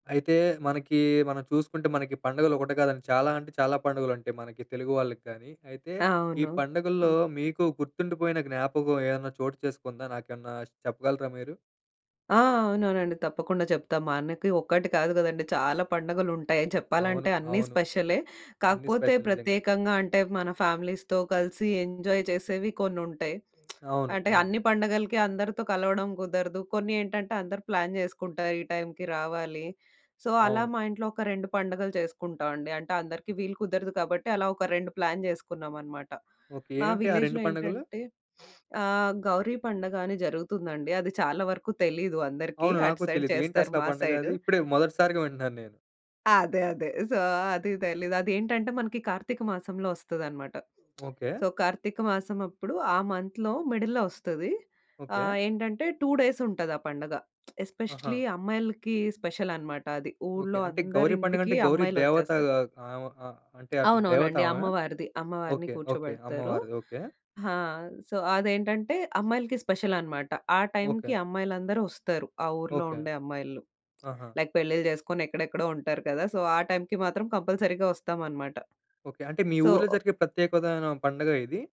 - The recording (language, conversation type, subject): Telugu, podcast, ఎక్కడైనా పండుగలో పాల్గొన్నప్పుడు మీకు గుర్తుండిపోయిన జ్ఞాపకం ఏది?
- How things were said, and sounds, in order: other noise; in English: "స్పెషల్"; in English: "ఫ్యామిలీస్‌తో"; in English: "ఎంజాయ్"; lip smack; in English: "ప్లాన్"; in English: "సో"; in English: "ప్లాన్"; in English: "విలేజ్‌లో"; sniff; in English: "సైడ్"; in English: "సైడ్"; tapping; laughing while speaking: "అదే. అదే. సో"; in English: "సో"; lip smack; in English: "సో"; in English: "మంత్‌లో మిడిల్‌లో"; in English: "టూ"; lip smack; in English: "ఎస్పెషల్లీ"; in English: "సో"; lip smack; in English: "లైక్"; in English: "సో"; in English: "కంపల్సరీ‌గా"; other background noise; in English: "సో"